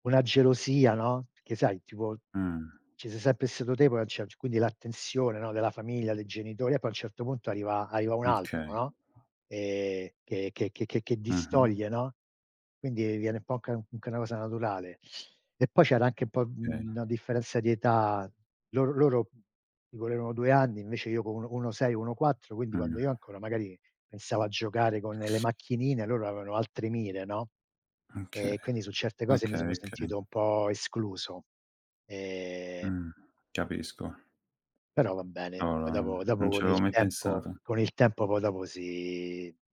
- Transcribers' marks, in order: other background noise; tapping; "okay" said as "kay"; background speech; "anche-" said as "nche"; teeth sucking; "Okay" said as "kay"; drawn out: "Ehm"; drawn out: "si"
- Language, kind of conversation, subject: Italian, unstructured, Come si costruisce la fiducia in una relazione?